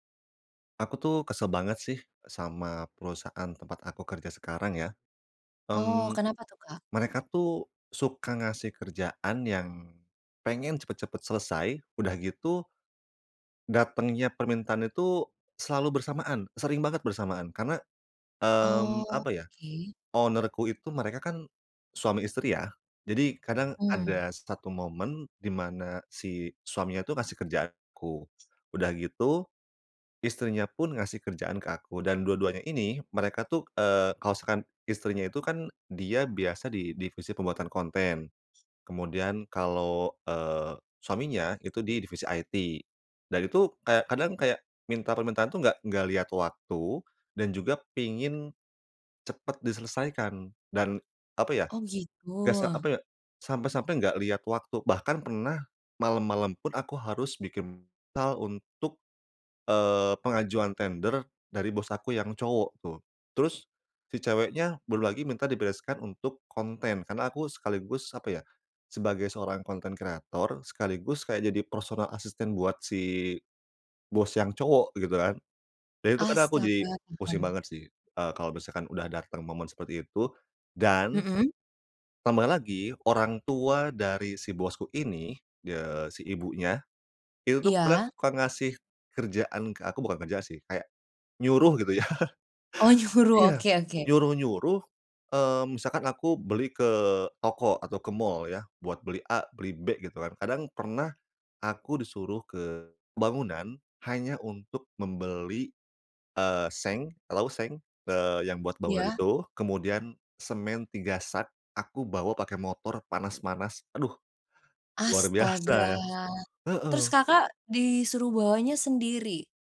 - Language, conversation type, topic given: Indonesian, advice, Bagaimana cara menentukan prioritas tugas ketika semuanya terasa mendesak?
- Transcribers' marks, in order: in English: "owner-ku"; in English: "IT"; "proposal" said as "sal"; laughing while speaking: "nyuruh"; stressed: "nyuruh"; laughing while speaking: "ya"; drawn out: "Astaga"; laughing while speaking: "luar biasa ya"